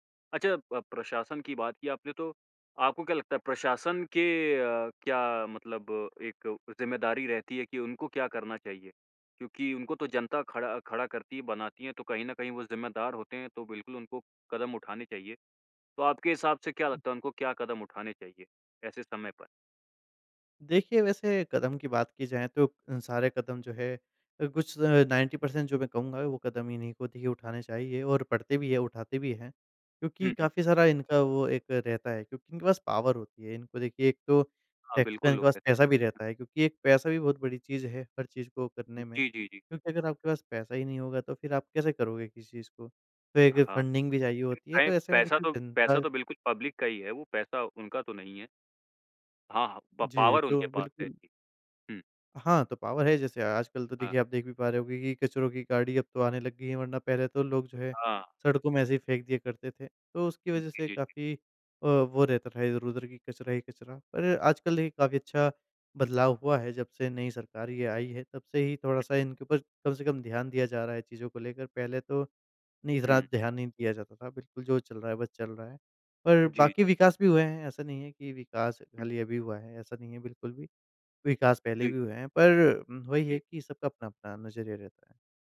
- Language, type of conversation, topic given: Hindi, podcast, त्योहारों को अधिक पर्यावरण-अनुकूल कैसे बनाया जा सकता है?
- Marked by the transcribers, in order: in English: "नाइंटी पर्सेंट"; in English: "पॉवर"; in English: "फंडिंग"; in English: "पब्लिक"; in English: "प पॉवर"; in English: "पॉवर"; tapping